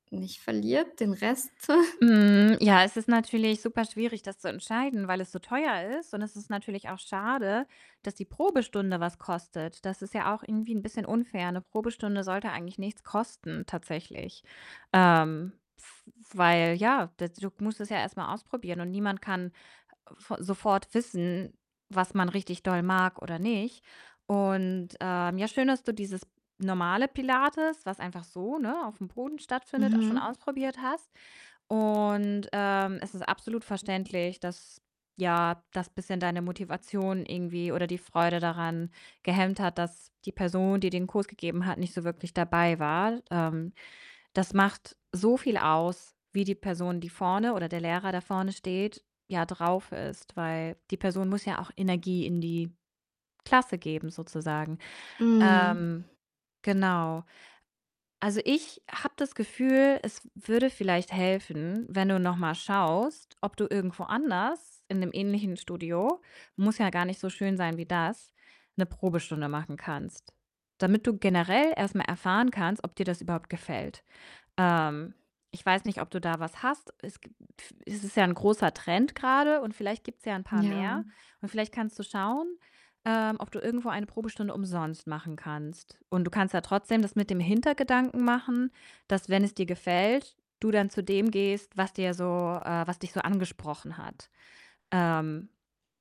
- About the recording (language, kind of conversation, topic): German, advice, Wie kann ich ohne Druck ein neues Hobby anfangen?
- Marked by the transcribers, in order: distorted speech; chuckle; other background noise; tapping; other noise